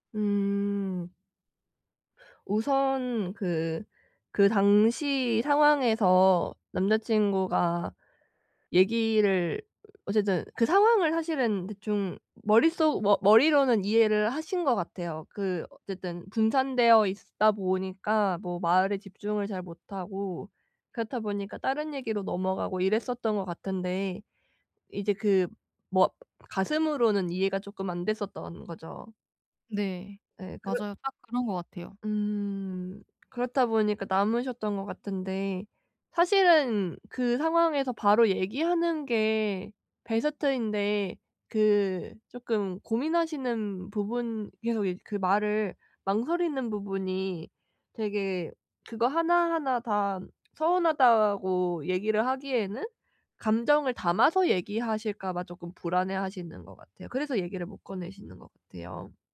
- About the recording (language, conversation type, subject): Korean, advice, 파트너에게 내 감정을 더 잘 표현하려면 어떻게 시작하면 좋을까요?
- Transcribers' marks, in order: tapping